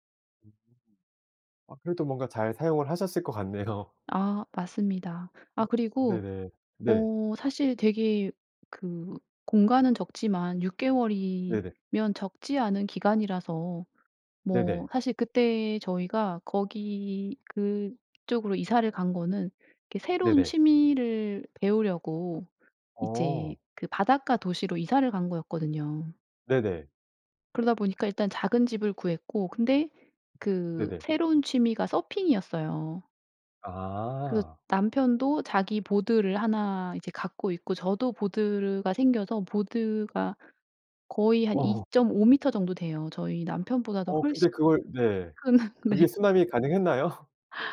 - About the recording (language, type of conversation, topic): Korean, podcast, 작은 집에서도 더 편하게 생활할 수 있는 팁이 있나요?
- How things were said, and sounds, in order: laughing while speaking: "같네요"; other background noise; "보드가" said as "보드르가"; laughing while speaking: "큰 네"; laugh